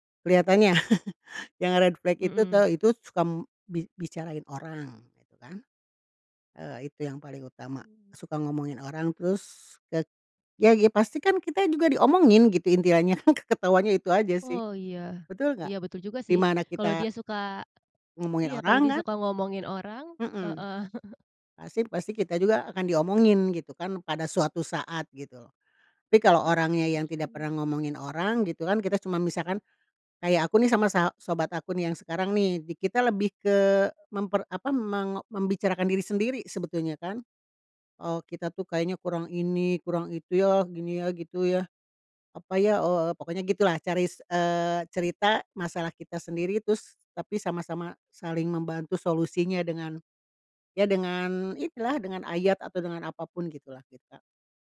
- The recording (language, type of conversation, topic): Indonesian, podcast, Menurutmu, apa tanda awal kalau seseorang bisa dipercaya?
- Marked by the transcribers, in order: chuckle; in English: "red flag"; chuckle; chuckle; unintelligible speech